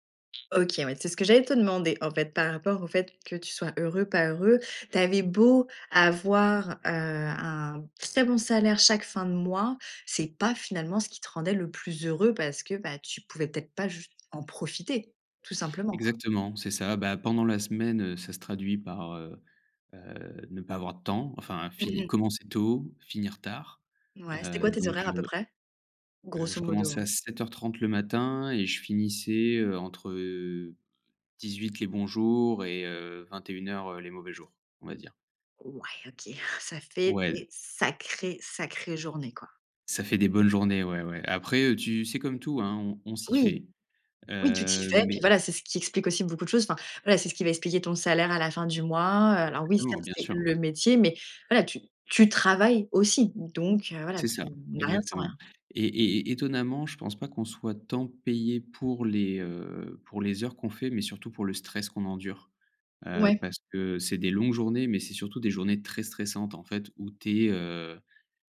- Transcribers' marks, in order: other background noise; stressed: "sacrées, sacrées"; stressed: "le"
- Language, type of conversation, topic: French, podcast, Comment choisir entre la sécurité et l’ambition ?